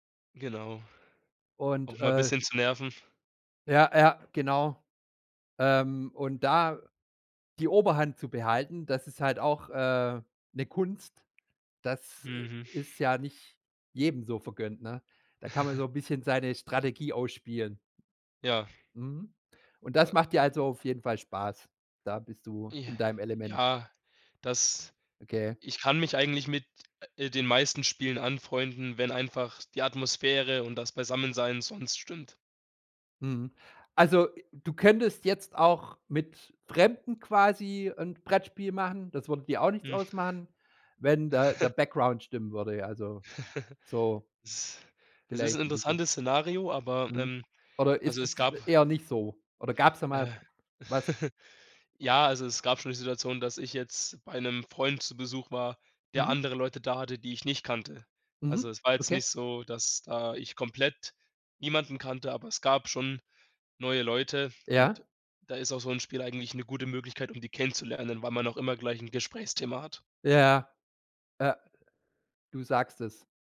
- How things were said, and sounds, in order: other background noise; giggle; chuckle; chuckle
- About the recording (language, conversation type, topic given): German, podcast, Wie erklärst du dir die Freude an Brettspielen?